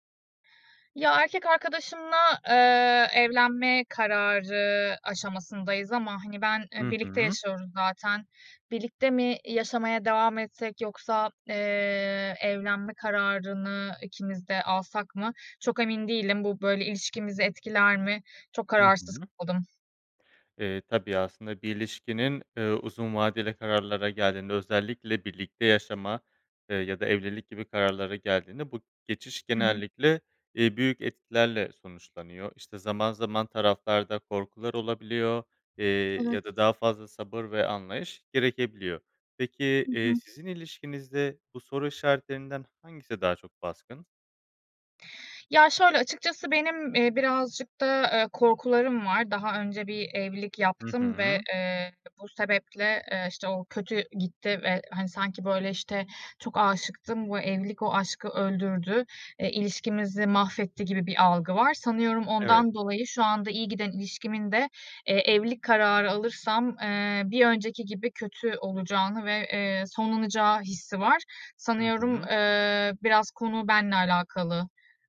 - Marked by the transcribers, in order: other background noise
- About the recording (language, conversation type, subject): Turkish, advice, Evlilik veya birlikte yaşamaya karar verme konusunda yaşadığınız anlaşmazlık nedir?
- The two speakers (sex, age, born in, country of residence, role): female, 35-39, Turkey, Finland, user; male, 25-29, Turkey, Spain, advisor